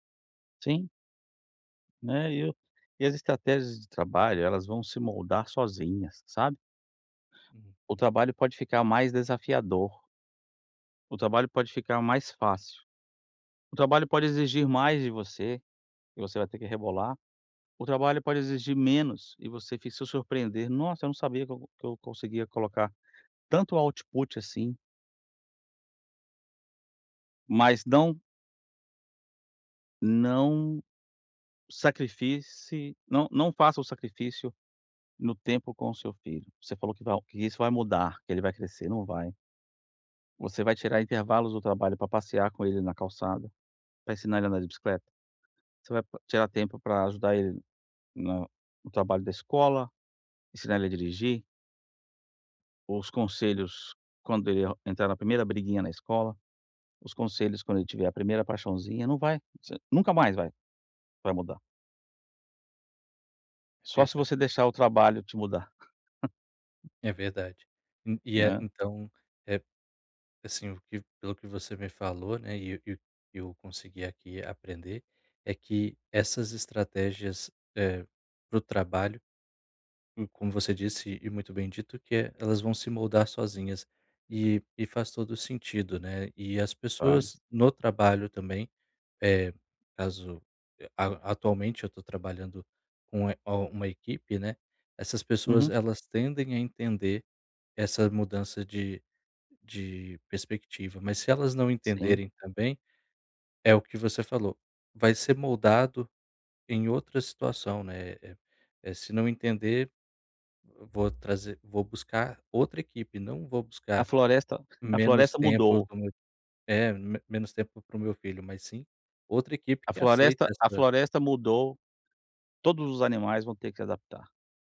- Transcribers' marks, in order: in English: "output"; "sacrifique-se" said as "sacrifisse"; tapping; giggle; in English: "Times"
- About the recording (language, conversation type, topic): Portuguese, advice, Como posso evitar interrupções durante o trabalho?